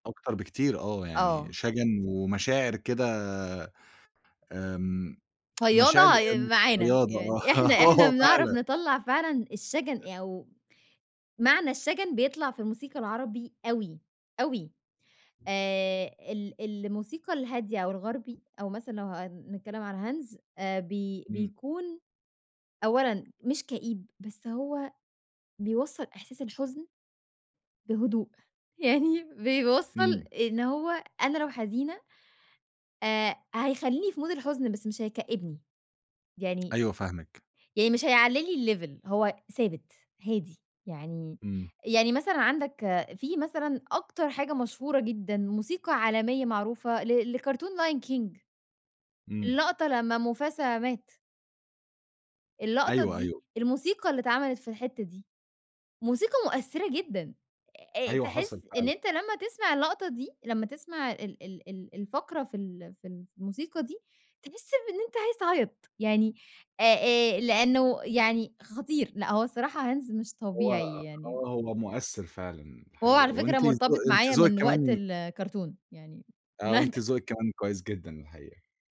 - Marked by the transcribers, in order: other background noise; tsk; laughing while speaking: "آه، آه فعلًا"; tapping; laughing while speaking: "يعني بيوصَّل"; in English: "mood"; in English: "الlevel"; in English: "Lion King"; laugh
- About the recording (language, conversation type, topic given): Arabic, podcast, إيه دور الذكريات في اختيار أغاني مشتركة؟